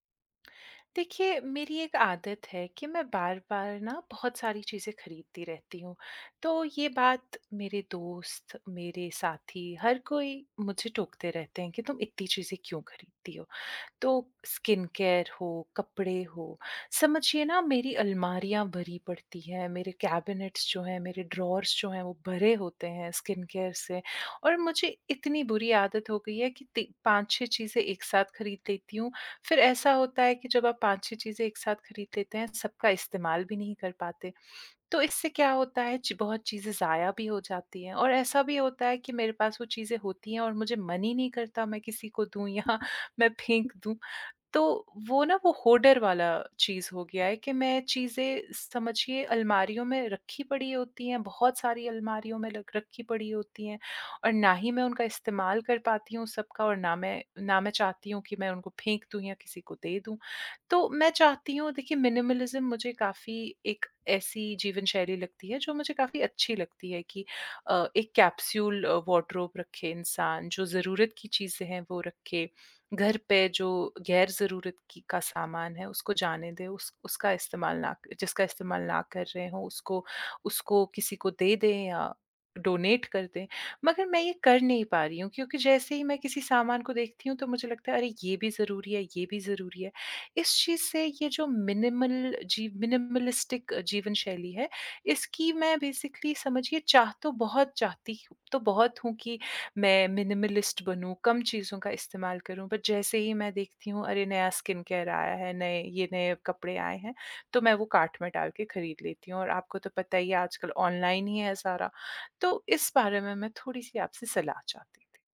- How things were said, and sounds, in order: in English: "स्किन केयर"; in English: "कैबिनेट्स"; in English: "ड्रॉर्स"; in English: "स्किन केयर"; laughing while speaking: "या"; in English: "मिनिमलिज़्म"; in English: "कैप्सूल"; in English: "वॉडरॉब"; in English: "डोनेट"; in English: "मिनिमल"; in English: "मिनिमालिस्टिक"; in English: "बेसिकली"; in English: "मिनिमालिस्ट"; in English: "स्किन केयर"; in English: "कार्ट"
- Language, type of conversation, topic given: Hindi, advice, मिनिमलिस्ट जीवन अपनाने की इच्छा होने पर भी आप शुरुआत क्यों नहीं कर पा रहे हैं?